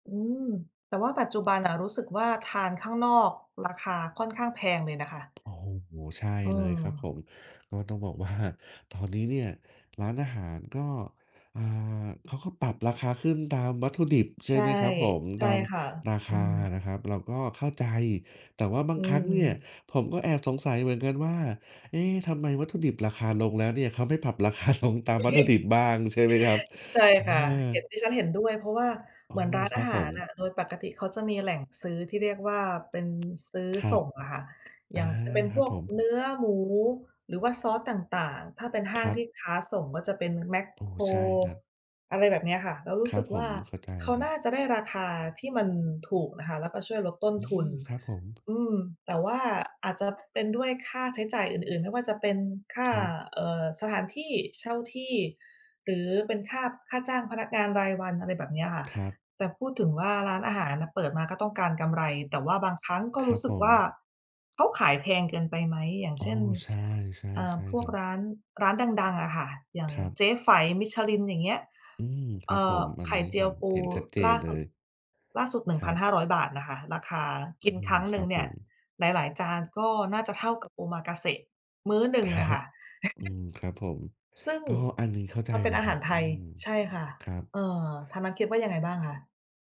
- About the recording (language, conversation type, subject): Thai, unstructured, ทำไมร้านอาหารบางแห่งถึงตั้งราคาสูงเกินความเป็นจริง?
- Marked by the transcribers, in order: other background noise; background speech; laughing while speaking: "ลง"; tapping; laughing while speaking: "ครับ"; chuckle